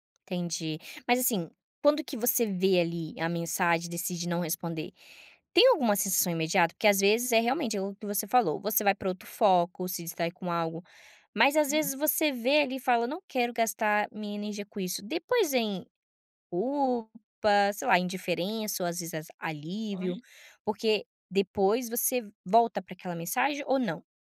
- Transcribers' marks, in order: tapping; unintelligible speech
- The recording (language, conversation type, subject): Portuguese, podcast, Por que às vezes você ignora mensagens que já leu?